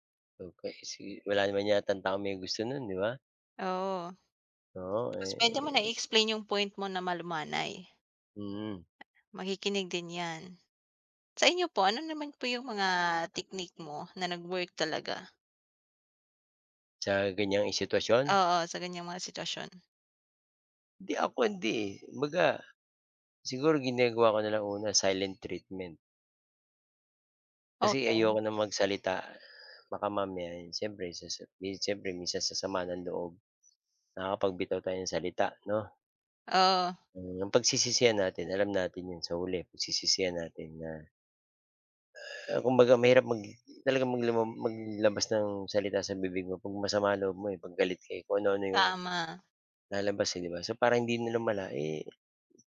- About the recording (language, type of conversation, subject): Filipino, unstructured, Ano ang papel ng komunikasyon sa pag-aayos ng sama ng loob?
- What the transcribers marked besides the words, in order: other background noise; inhale; inhale